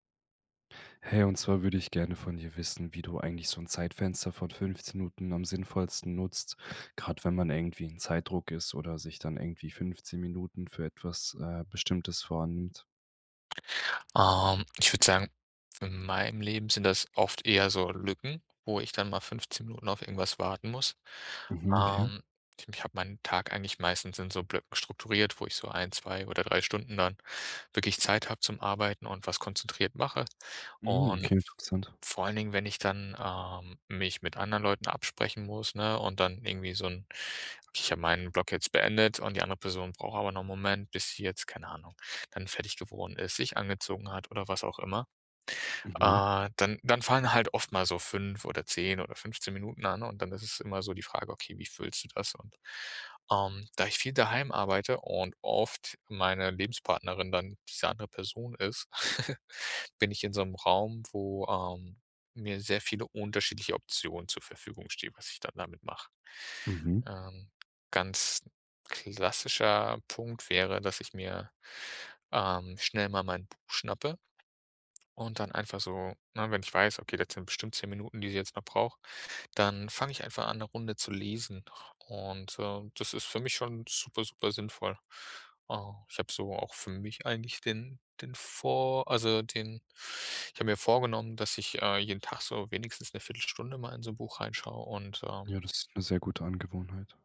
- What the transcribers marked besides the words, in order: chuckle; other background noise
- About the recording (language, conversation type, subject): German, podcast, Wie nutzt du 15-Minuten-Zeitfenster sinnvoll?